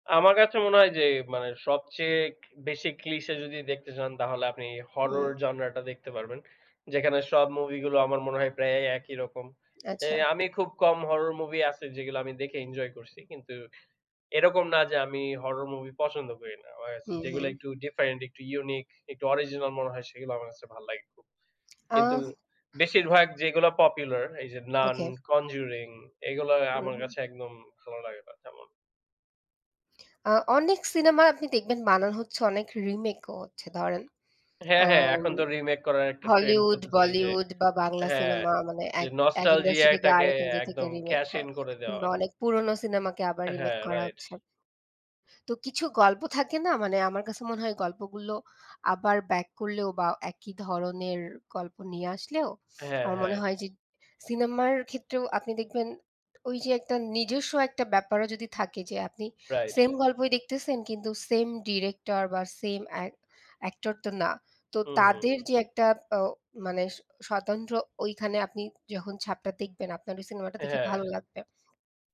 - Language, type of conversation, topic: Bengali, unstructured, সিনেমার গল্পগুলো কেন বেশিরভাগ সময় গতানুগতিক হয়ে যায়?
- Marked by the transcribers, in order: other background noise; in English: "clicheé"; in English: "nostalgia"